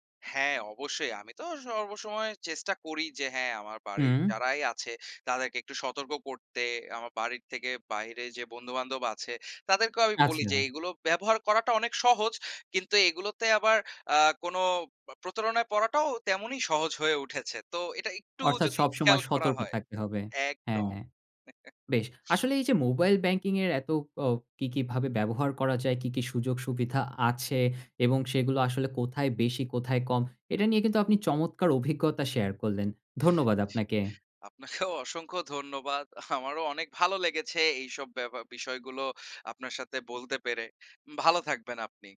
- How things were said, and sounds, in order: chuckle; laughing while speaking: "আপনাকেও অসংখ্য ধন্যবাদ"
- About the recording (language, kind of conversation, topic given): Bengali, podcast, বাংলাদেশে মোবাইল ব্যাংকিং ব্যবহার করে আপনার অভিজ্ঞতা কেমন?